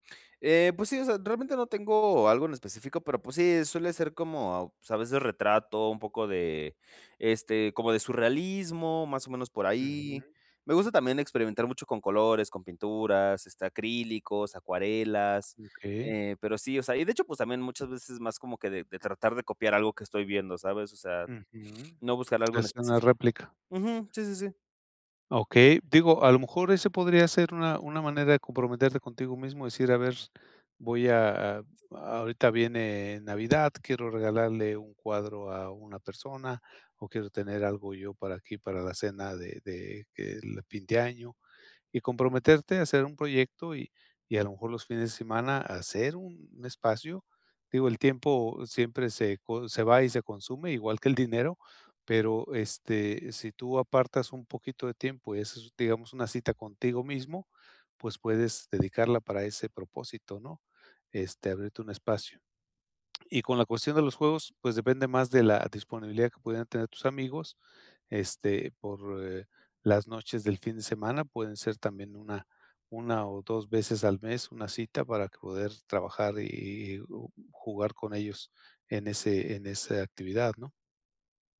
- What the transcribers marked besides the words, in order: tapping; other background noise; other noise
- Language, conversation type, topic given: Spanish, advice, ¿Cómo puedo hacer tiempo para mis hobbies personales?